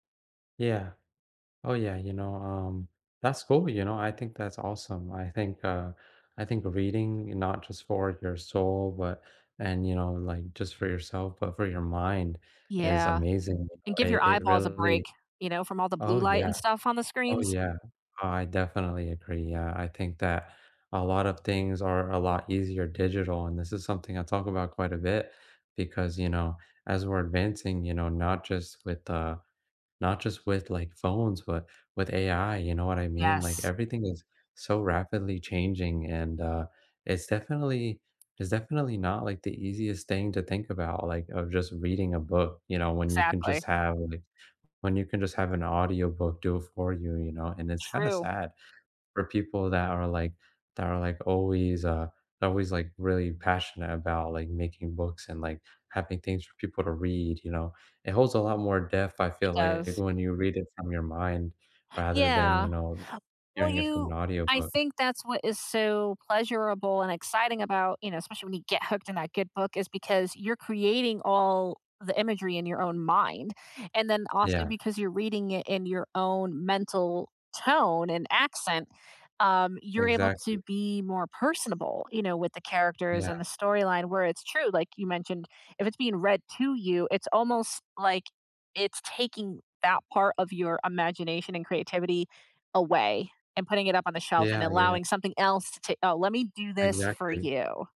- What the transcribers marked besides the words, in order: tapping
- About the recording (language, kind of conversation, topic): English, unstructured, What hobby have you picked up recently, and why has it stuck?